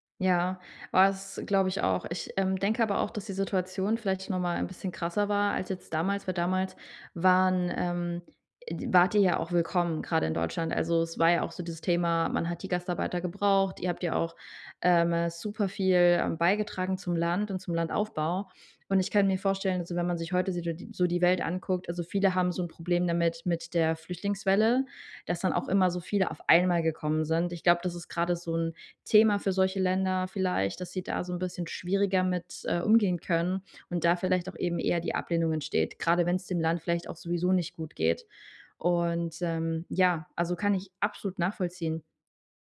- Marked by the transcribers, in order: none
- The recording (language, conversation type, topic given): German, podcast, Wie entscheidest du, welche Traditionen du beibehältst und welche du aufgibst?